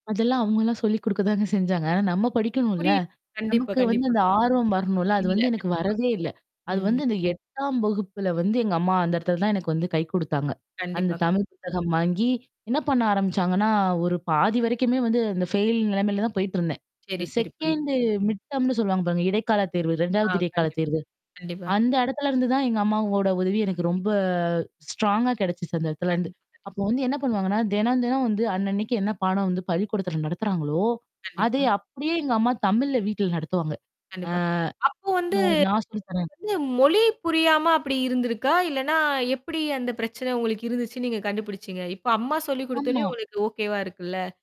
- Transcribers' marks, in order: static; other noise; chuckle; distorted speech; other background noise; mechanical hum; in English: "ஃபெயில்"; in English: "செகண்டு மிட்டம்னு"; tapping; drawn out: "ரொம்ப"; in English: "ஸ்ட்ராங்கா"; background speech; drawn out: "வந்து"; in English: "நோ"; in English: "ஓகேவா"
- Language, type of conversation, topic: Tamil, podcast, தோல்வியை வெற்றியாக மாற்ற உங்களுக்கு எந்த வழி உதவியது?